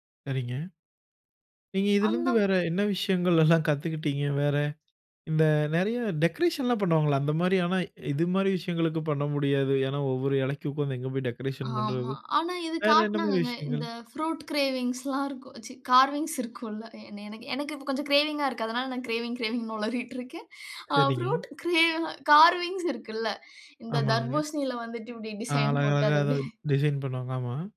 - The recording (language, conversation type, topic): Tamil, podcast, வீட்டிலேயே உணவைத் தட்டில் அழகாக அலங்கரித்து பரிமாற எளிய குறிப்புகள் என்ன?
- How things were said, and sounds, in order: chuckle; in English: "டெக்கரேஷன்லாம்"; in English: "டெக்கரேஷன்"; in English: "ப்ரூட் கிரேவிங்ஸ்லாம்"; in English: "கார்விங்ஸ்"; chuckle; in English: "கிரேவிங்கா"; in English: "கிரேவிங், கிரேவிங்"; chuckle; "ஒளறிட்டு" said as "நுளறிட்டு"; in English: "ப்ரூட் கிரே கார்விங்ஸ்"; other background noise; chuckle